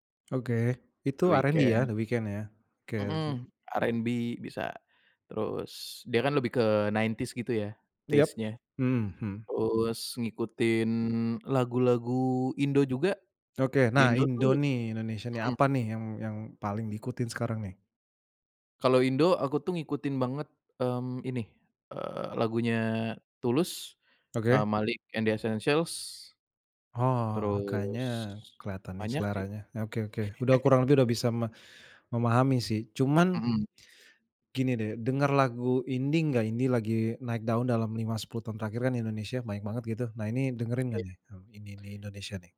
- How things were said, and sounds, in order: in English: "nineties"; in English: "taste-nya"; other background noise; chuckle; tapping
- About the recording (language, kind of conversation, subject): Indonesian, podcast, Bagaimana prosesmu menemukan lagu baru yang kamu suka?